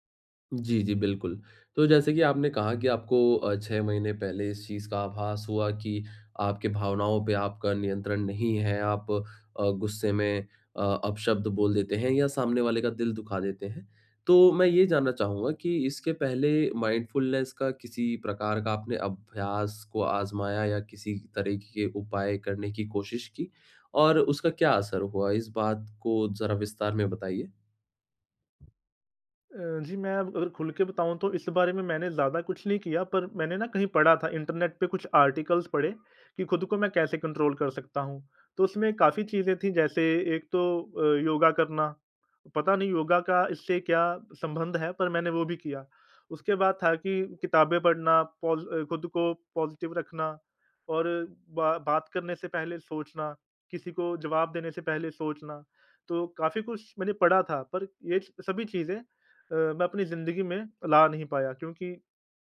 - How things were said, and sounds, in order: in English: "माइंडफुलनेस"; in English: "आर्टिकल्स"; in English: "कंट्रोल"; in English: "पॉज़िटिव"
- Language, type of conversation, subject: Hindi, advice, मैं माइंडफुलनेस की मदद से अपनी तीव्र भावनाओं को कैसे शांत और नियंत्रित कर सकता/सकती हूँ?